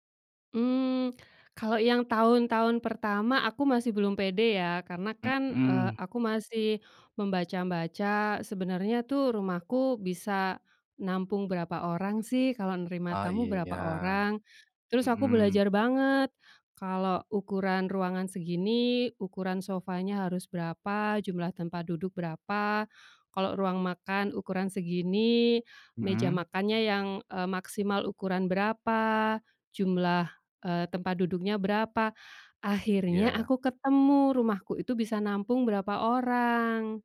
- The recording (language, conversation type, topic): Indonesian, podcast, Ceritakan pengalaman Anda saat menjadi tuan rumah bagi tamu yang menginap di rumah Anda?
- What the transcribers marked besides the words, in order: none